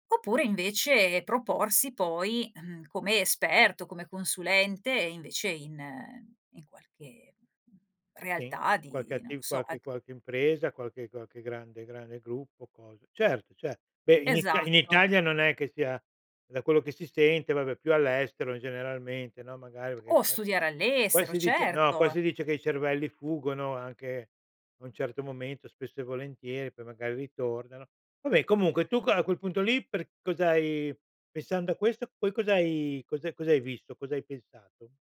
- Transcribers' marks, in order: tapping
- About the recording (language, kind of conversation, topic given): Italian, podcast, Come hai scelto se continuare gli studi o entrare nel mondo del lavoro?